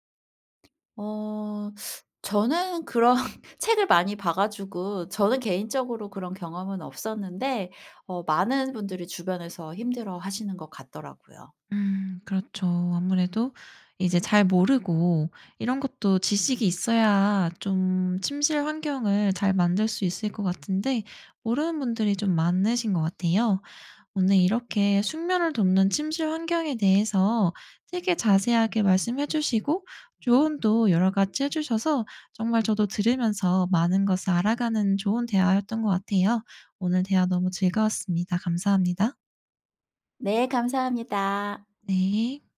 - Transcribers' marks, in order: other background noise; laughing while speaking: "그런"
- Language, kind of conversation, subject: Korean, podcast, 숙면을 돕는 침실 환경의 핵심은 무엇인가요?